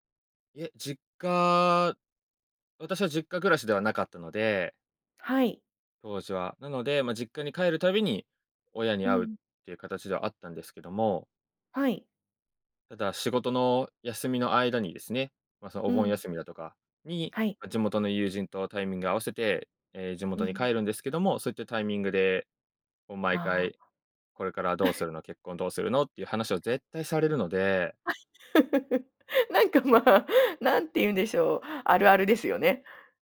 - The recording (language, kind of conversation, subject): Japanese, podcast, 親と距離を置いたほうがいいと感じたとき、どうしますか？
- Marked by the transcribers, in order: laugh; laugh; laughing while speaking: "なんかまあ"